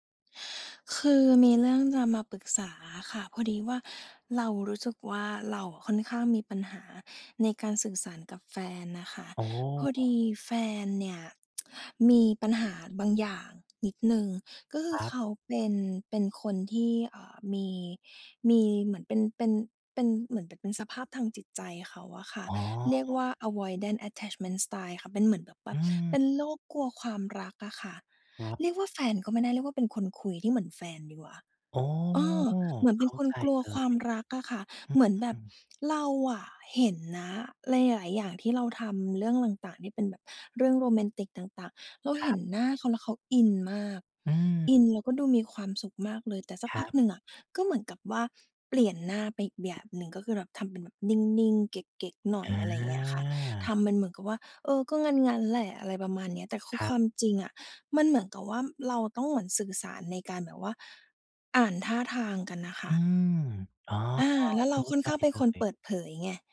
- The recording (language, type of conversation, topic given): Thai, advice, ฉันควรสื่อสารกับแฟนอย่างไรเมื่อมีความขัดแย้งเพื่อแก้ไขอย่างสร้างสรรค์?
- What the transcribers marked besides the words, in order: tsk; in English: "avoidant attachment style"; lip smack; drawn out: "อา"